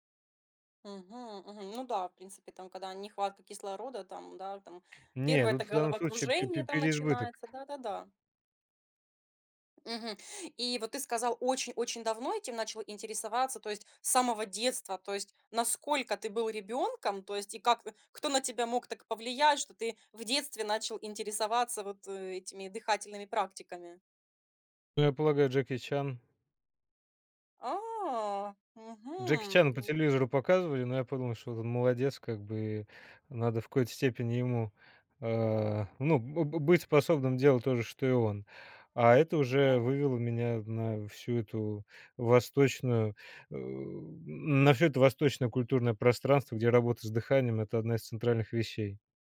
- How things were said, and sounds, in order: tapping; other background noise; drawn out: "А"; "какой-то" said as "кой-то"
- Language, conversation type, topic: Russian, podcast, Какие дыхательные техники вы пробовали и что у вас лучше всего работает?